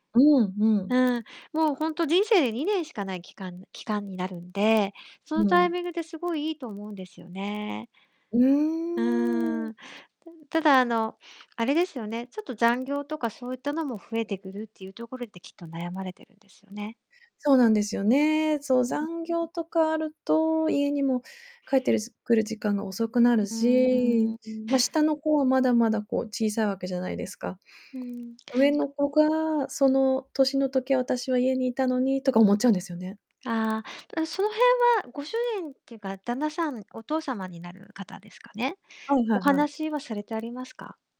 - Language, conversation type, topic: Japanese, advice, 転職するべきか今の職場に残るべきか、今どんなことで悩んでいますか？
- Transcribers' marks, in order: distorted speech; unintelligible speech; other background noise